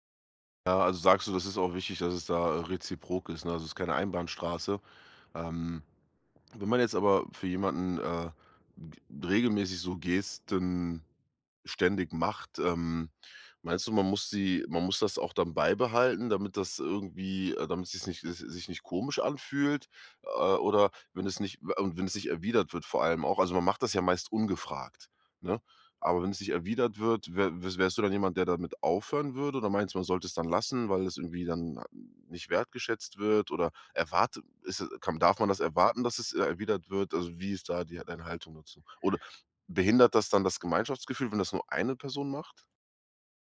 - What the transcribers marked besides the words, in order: none
- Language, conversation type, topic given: German, podcast, Welche kleinen Gesten stärken den Gemeinschaftsgeist am meisten?